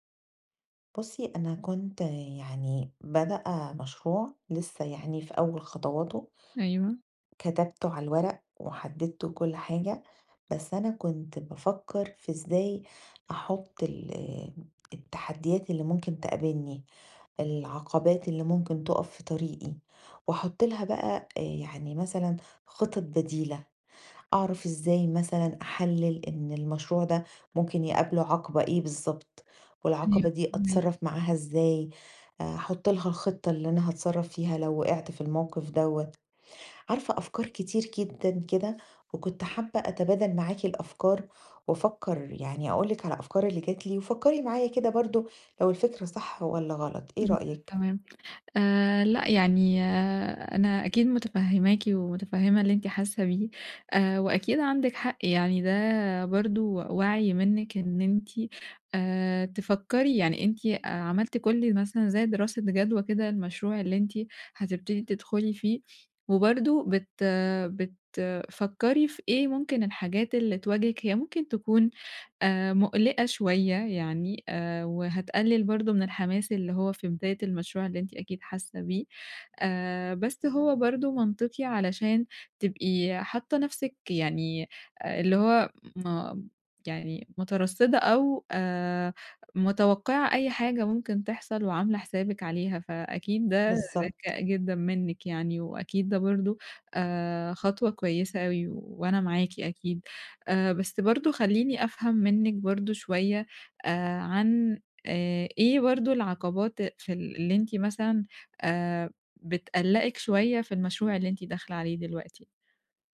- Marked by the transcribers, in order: unintelligible speech
- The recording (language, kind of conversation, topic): Arabic, advice, إزاي أعرف العقبات المحتملة بدري قبل ما أبدأ مشروعي؟